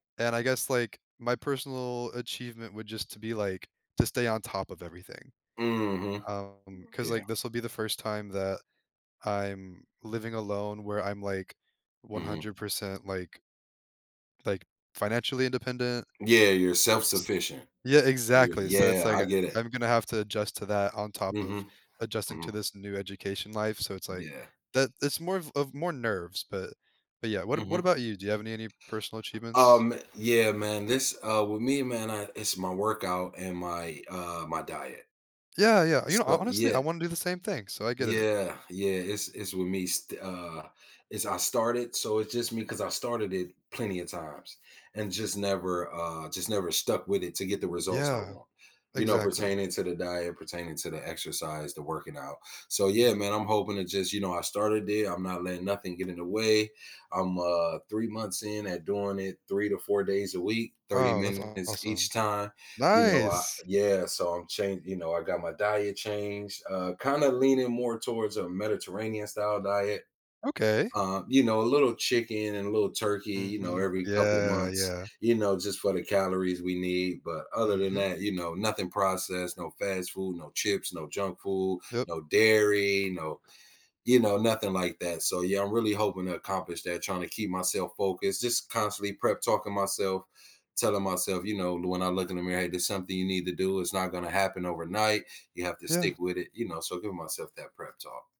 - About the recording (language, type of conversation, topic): English, unstructured, What motivates you to set new goals for yourself each year?
- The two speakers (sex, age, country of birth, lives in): male, 20-24, United States, United States; male, 40-44, United States, United States
- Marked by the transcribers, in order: background speech; door; tapping